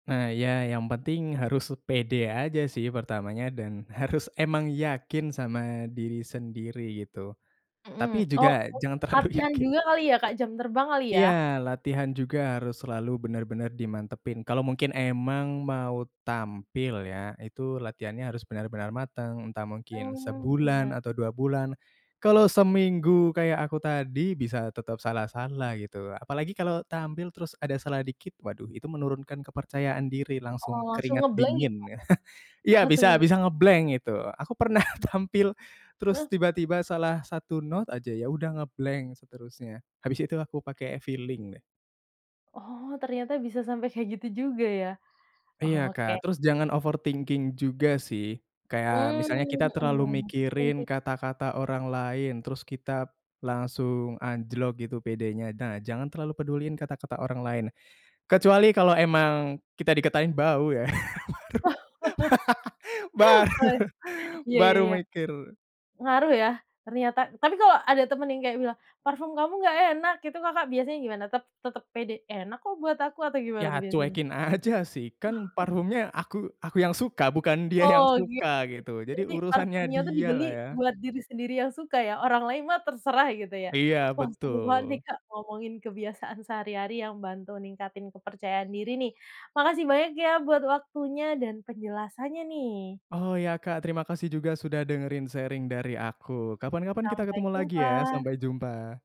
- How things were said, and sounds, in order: laughing while speaking: "jangan terlalu yakin"; in English: "nge-blank"; chuckle; in English: "nge-blank"; laughing while speaking: "pernah"; other background noise; in English: "nge-blank"; in English: "feeling"; other animal sound; in English: "overthinking"; laugh; giggle; laughing while speaking: "baru"; laugh; chuckle; laughing while speaking: "dia"; in English: "sharing"
- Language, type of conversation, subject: Indonesian, podcast, Kebiasaan sehari-hari apa yang paling membantu meningkatkan rasa percaya dirimu?